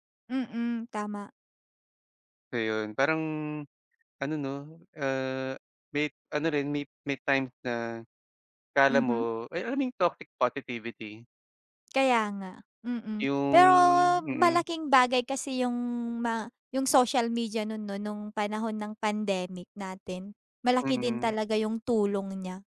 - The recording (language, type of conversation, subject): Filipino, unstructured, Paano nakaaapekto ang midyang panlipunan sa ating pakikisalamuha?
- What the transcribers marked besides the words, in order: in English: "toxic positivity?"